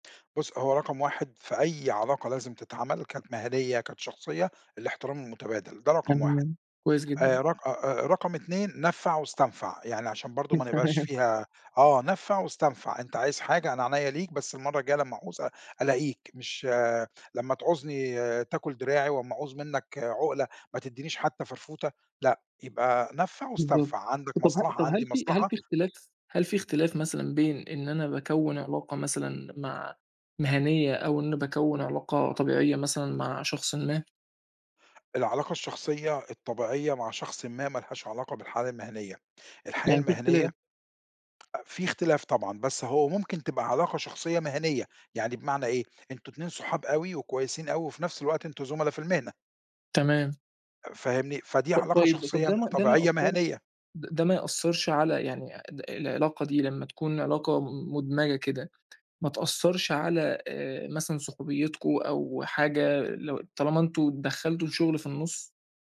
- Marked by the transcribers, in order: unintelligible speech; laughing while speaking: "تمام"
- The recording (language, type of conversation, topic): Arabic, podcast, ازاي تبني شبكة علاقات مهنية قوية؟